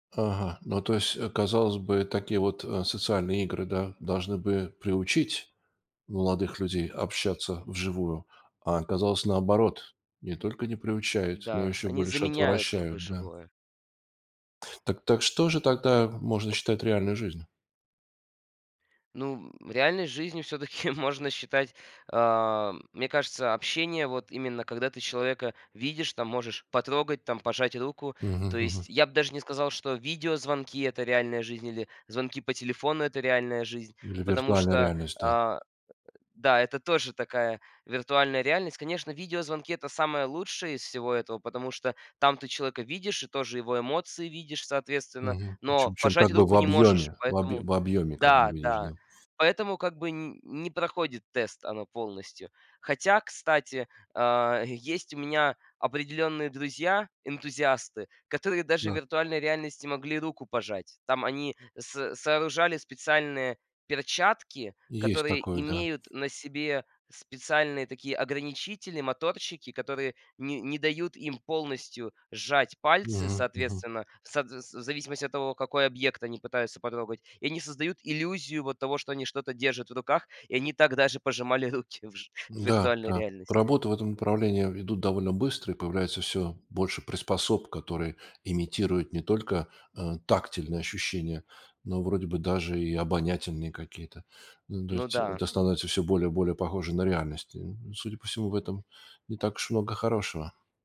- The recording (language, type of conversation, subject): Russian, podcast, Как вы находите баланс между онлайн‑дружбой и реальной жизнью?
- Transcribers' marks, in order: other background noise; tapping; laughing while speaking: "всё-таки"; other noise